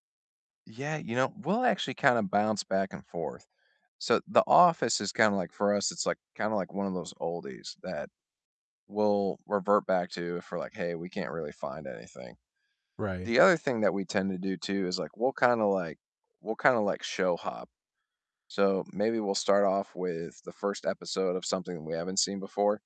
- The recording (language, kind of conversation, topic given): English, unstructured, Which comfort show do you rewatch to instantly put a smile on your face, and why does it feel like home?
- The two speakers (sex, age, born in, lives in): male, 25-29, United States, United States; male, 35-39, United States, United States
- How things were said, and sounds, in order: static